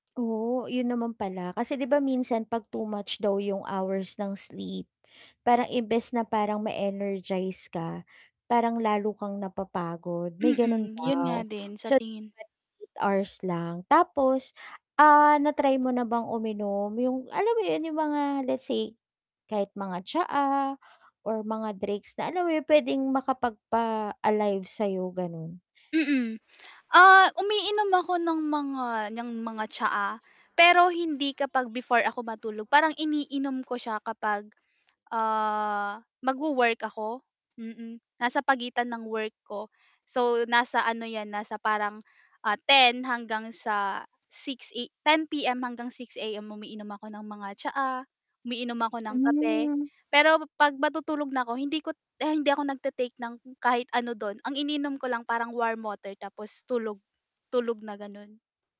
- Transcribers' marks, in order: distorted speech; unintelligible speech; tapping; static; drawn out: "Hmm"
- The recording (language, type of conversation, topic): Filipino, advice, Bakit pagod pa rin ako kahit nakatulog na ako, at ano ang maaari kong gawin?